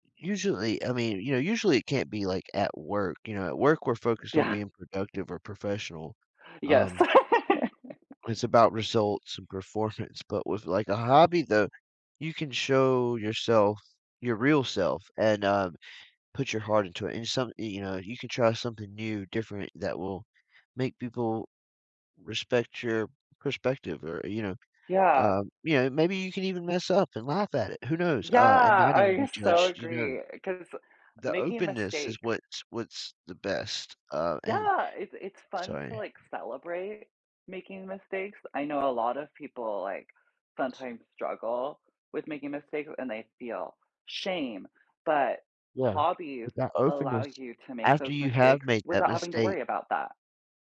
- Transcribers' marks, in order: laugh; tapping; laughing while speaking: "performance"; other background noise
- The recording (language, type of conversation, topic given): English, unstructured, In what ways can shared interests or hobbies help people build lasting friendships?
- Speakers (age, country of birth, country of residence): 30-34, United States, United States; 35-39, United States, United States